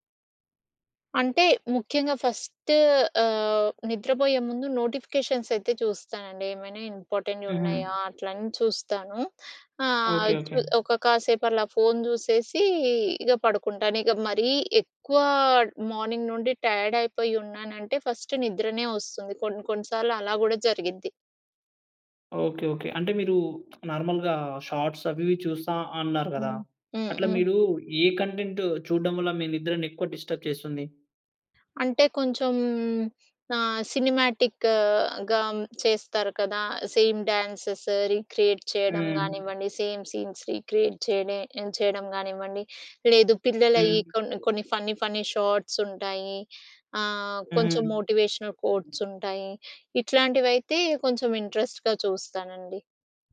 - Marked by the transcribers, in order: in English: "ఫస్ట్"; in English: "ఇంపార్టెంట్"; in English: "మార్నింగ్"; in English: "ఫస్ట్"; lip smack; in English: "నార్మల్‌గా షార్ట్స్"; in English: "కంటెంట్"; in English: "డిస్టర్బ్"; in English: "సినిమాటిక్‌గా"; in English: "సేమ్ డ్యాన్సెస్ రీక్రియేట్"; in English: "సేమ్ సీన్స్ రీక్రియేట్"; in English: "ఫన్నీ ఫన్నీ షార్ట్స్"; in English: "మోటివేషనల్ కోట్స్"; in English: "ఇంట్రెస్ట్‌గా"
- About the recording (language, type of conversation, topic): Telugu, podcast, రాత్రి పడుకునే ముందు మొబైల్ ఫోన్ వాడకం గురించి మీ అభిప్రాయం ఏమిటి?